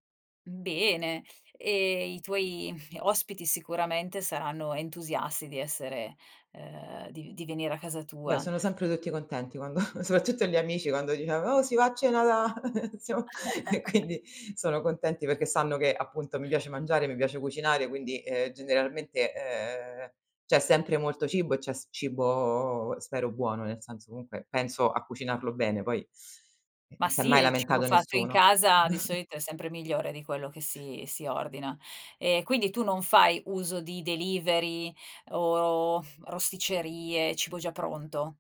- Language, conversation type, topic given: Italian, podcast, Che significato ha per te condividere un pasto?
- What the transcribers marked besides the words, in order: laughing while speaking: "quando"; chuckle; other background noise; chuckle; laughing while speaking: "siamo e quindi"; "mi" said as "me"; other noise; chuckle; in English: "delivery"